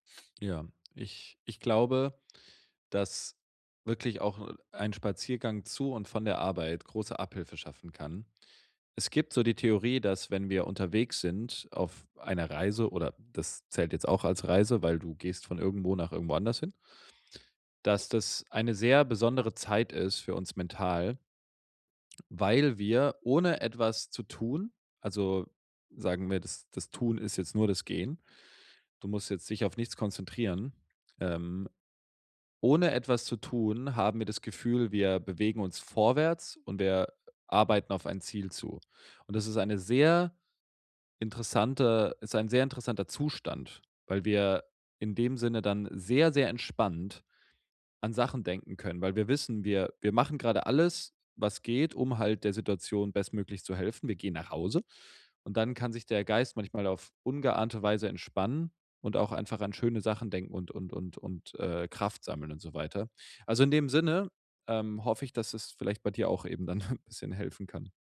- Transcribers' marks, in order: chuckle
- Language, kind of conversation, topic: German, advice, Wie kann ich trotz Unsicherheit eine tägliche Routine aufbauen?